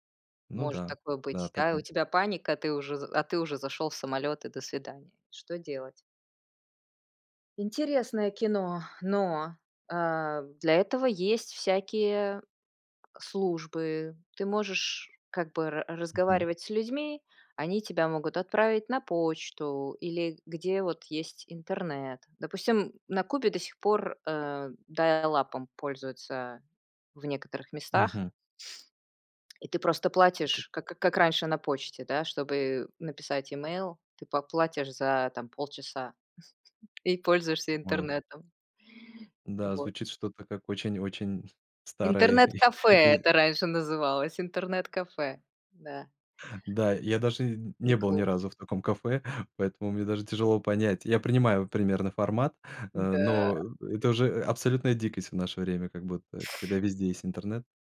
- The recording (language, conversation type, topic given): Russian, podcast, Какие советы ты бы дал новичку, чтобы не потеряться?
- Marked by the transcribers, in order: tapping; other background noise; chuckle